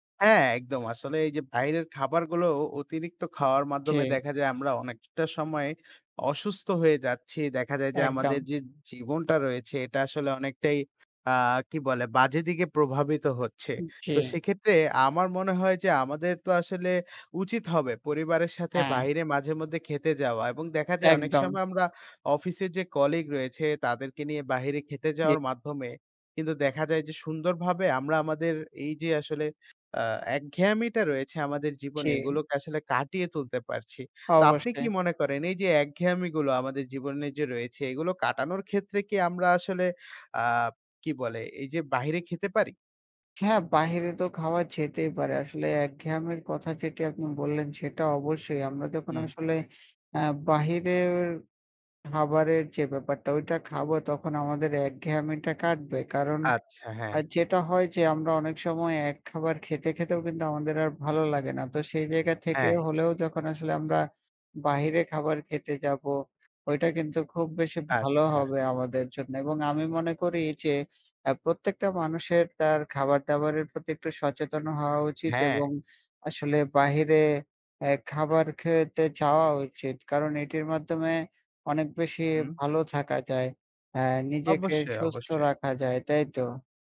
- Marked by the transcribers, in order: other background noise; tapping; unintelligible speech
- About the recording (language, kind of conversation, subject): Bengali, unstructured, তুমি কি প্রায়ই রেস্তোরাঁয় খেতে যাও, আর কেন বা কেন না?